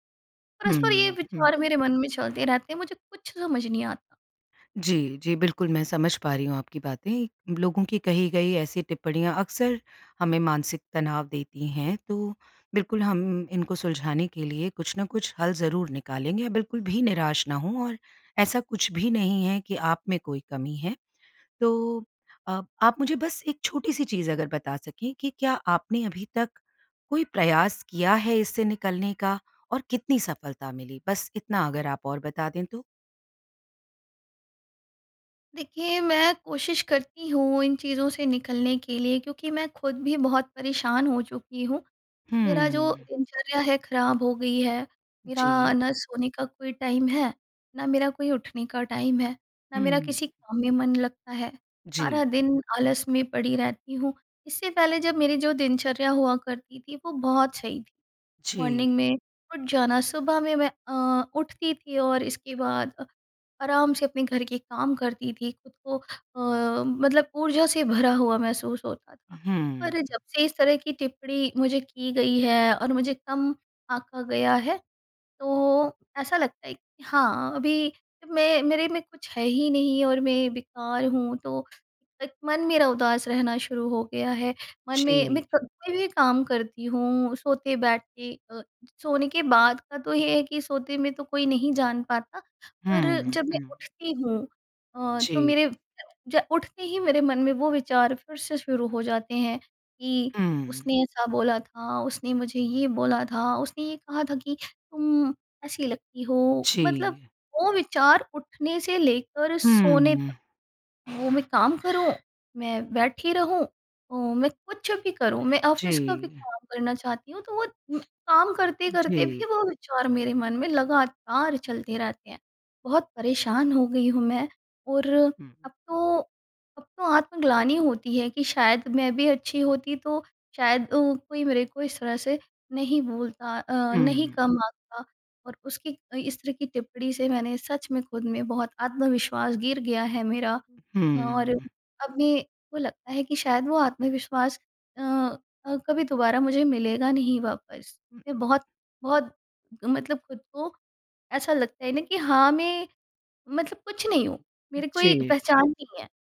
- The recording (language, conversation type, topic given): Hindi, advice, ब्रेकअप के बाद आप खुद को कम क्यों आंक रहे हैं?
- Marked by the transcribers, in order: in English: "टाइम"; in English: "टाइम"; in English: "मॉर्निंग"; other background noise; in English: "ऑफिस"; other noise